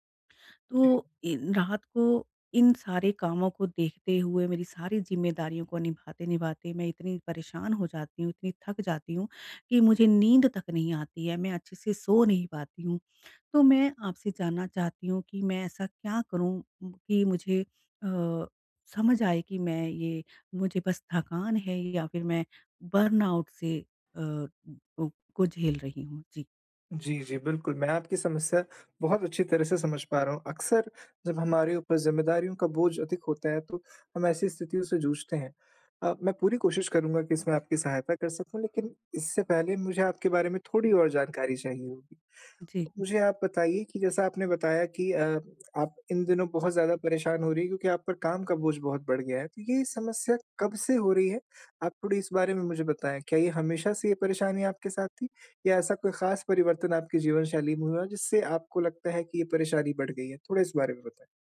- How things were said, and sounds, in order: in English: "बर्नआउट"; tapping
- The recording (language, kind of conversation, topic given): Hindi, advice, मैं कैसे तय करूँ कि मुझे मदद की ज़रूरत है—यह थकान है या बर्नआउट?